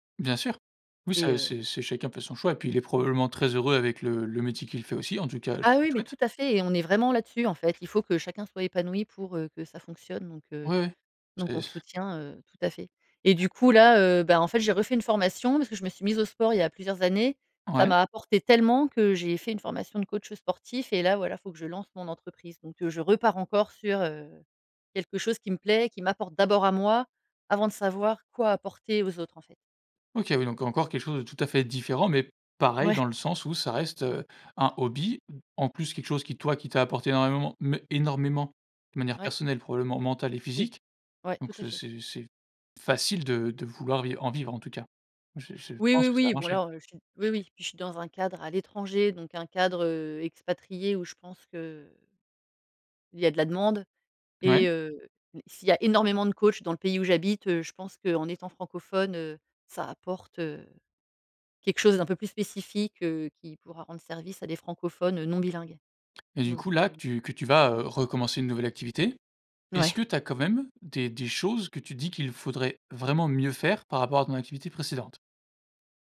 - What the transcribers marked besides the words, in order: stressed: "tellement"; stressed: "repars"; laughing while speaking: "Ouais"; stressed: "pareil"; stressed: "énormément"; other background noise; stressed: "énormément"; stressed: "spécifique"
- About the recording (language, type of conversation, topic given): French, podcast, Comment transformer une compétence en un travail rémunéré ?
- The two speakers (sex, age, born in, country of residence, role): female, 40-44, France, Netherlands, guest; male, 25-29, France, France, host